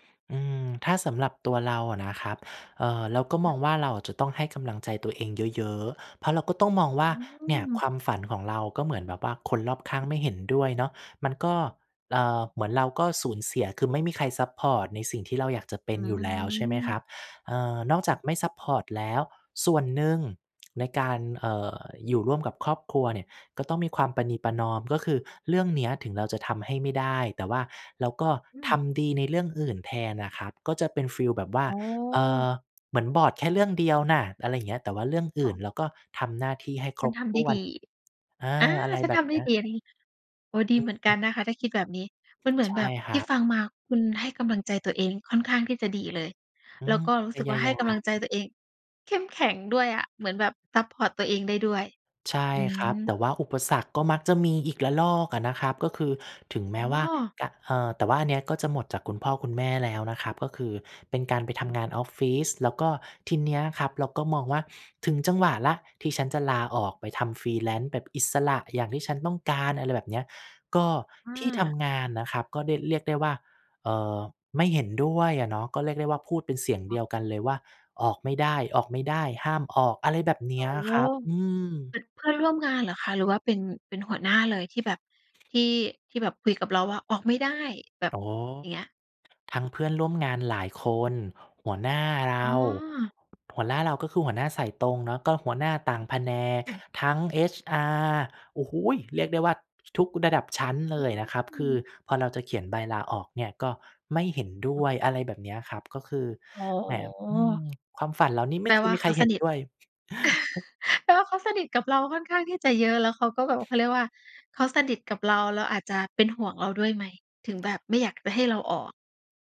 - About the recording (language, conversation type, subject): Thai, podcast, ถ้าคนอื่นไม่เห็นด้วย คุณยังทำตามความฝันไหม?
- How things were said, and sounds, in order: in English: "freelance"; "อ๋อ" said as "ต๋อ"; chuckle